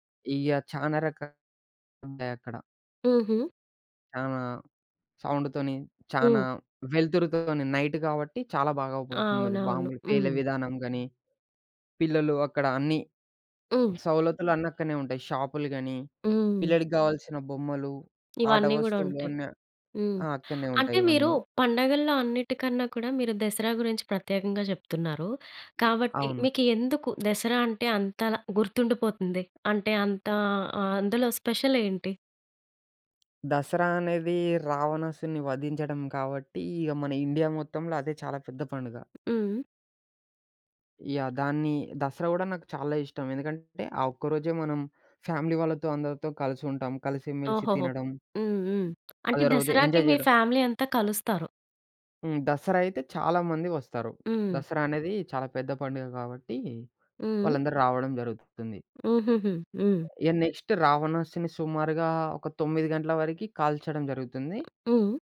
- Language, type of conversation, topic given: Telugu, podcast, మీరు గతంలో పండుగ రోజున కుటుంబంతో కలిసి గడిపిన అత్యంత మధురమైన అనుభవం ఏది?
- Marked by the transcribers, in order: in English: "సౌండ్‌తోని"; in English: "నైట్"; other background noise; tapping; in English: "ఫ్యామిలీ"; in English: "ఎంజాయ్"; in English: "ఫ్యామిలీ"